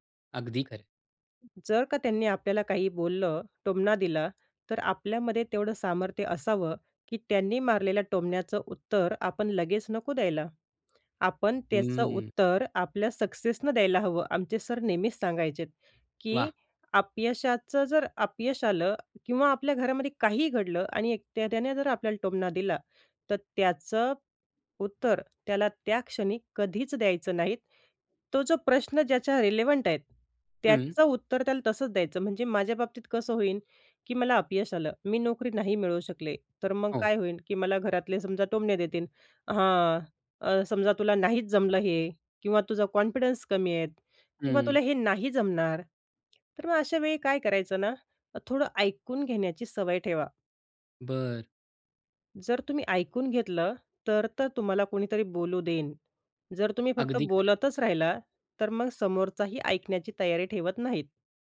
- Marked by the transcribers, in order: other background noise; tapping; in English: "रिलेव्हंट"; in English: "कॉन्फिडन्स"
- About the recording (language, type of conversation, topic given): Marathi, podcast, जोखीम घेतल्यानंतर अपयश आल्यावर तुम्ही ते कसे स्वीकारता आणि त्यातून काय शिकता?